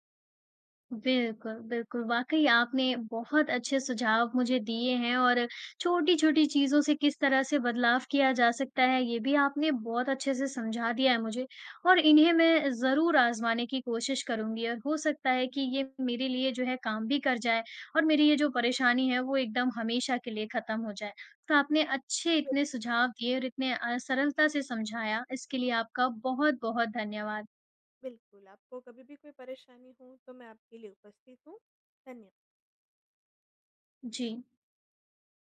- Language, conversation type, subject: Hindi, advice, माह के अंत से पहले आपका पैसा क्यों खत्म हो जाता है?
- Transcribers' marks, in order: none